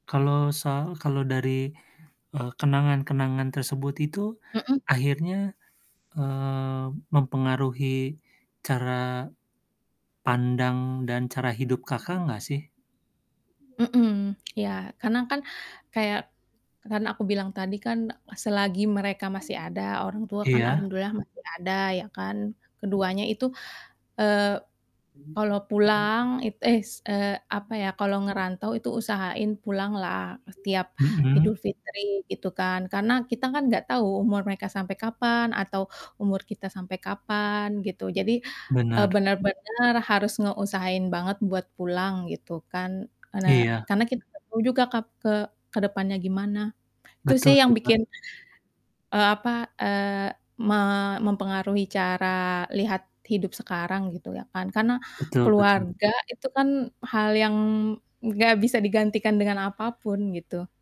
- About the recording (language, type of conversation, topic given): Indonesian, unstructured, Kenangan bahagia apa yang ingin kamu ingat selamanya?
- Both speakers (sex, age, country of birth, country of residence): female, 30-34, Indonesia, Indonesia; male, 45-49, Indonesia, United States
- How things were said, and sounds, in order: static; other background noise; distorted speech